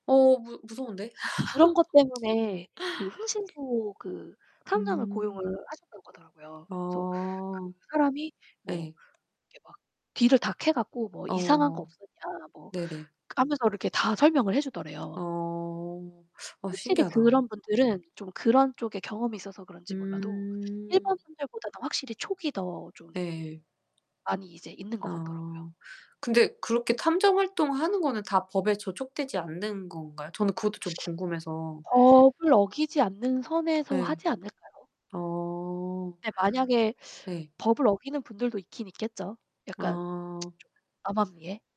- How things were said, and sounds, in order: laugh; other background noise; distorted speech; teeth sucking; tsk
- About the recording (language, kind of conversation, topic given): Korean, unstructured, 미스터리한 사건을 해결하는 탐정이 된다면 어떤 능력을 갖고 싶으신가요?